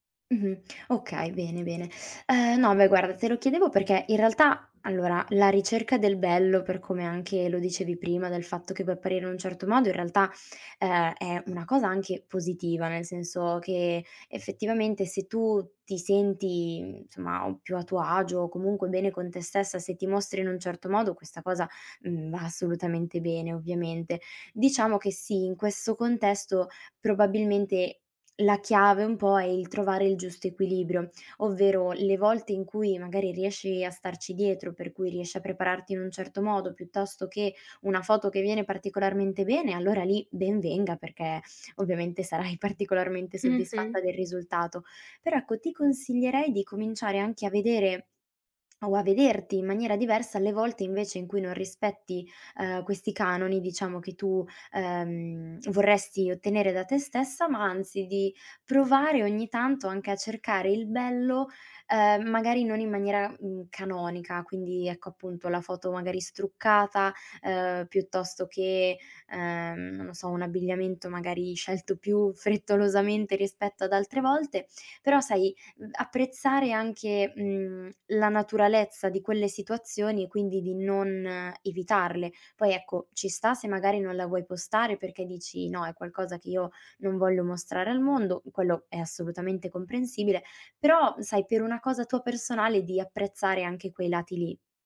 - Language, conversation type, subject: Italian, advice, Come descriveresti la pressione di dover mantenere sempre un’immagine perfetta al lavoro o sui social?
- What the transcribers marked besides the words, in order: none